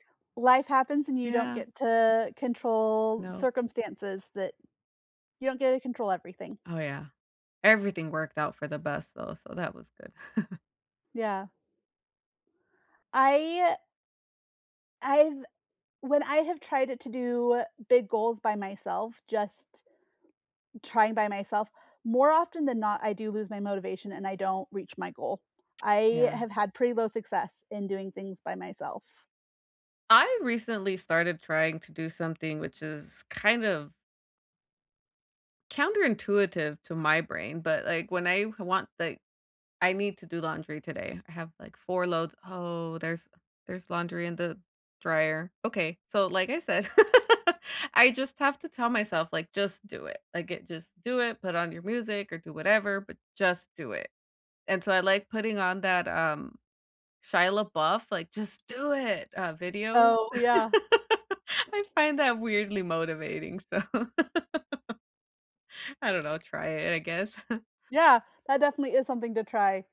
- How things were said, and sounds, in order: drawn out: "to control"; tapping; chuckle; other background noise; laugh; laugh; laugh; chuckle
- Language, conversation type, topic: English, unstructured, How do you stay motivated when working toward a big goal?
- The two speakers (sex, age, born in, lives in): female, 35-39, United States, United States; female, 35-39, United States, United States